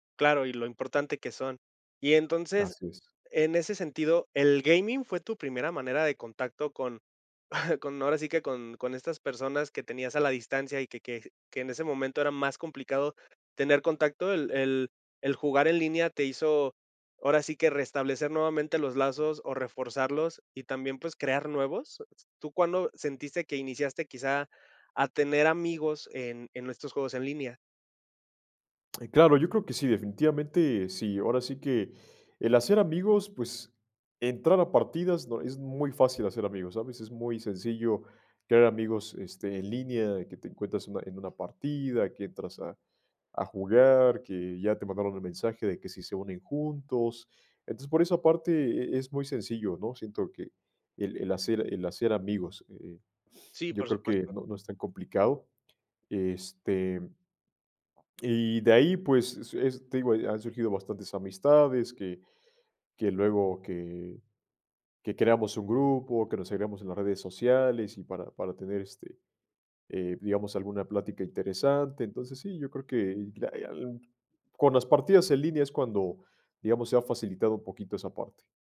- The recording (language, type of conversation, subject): Spanish, podcast, ¿Cómo influye la tecnología en sentirte acompañado o aislado?
- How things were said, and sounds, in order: in English: "gaming"; exhale; sniff; swallow; tapping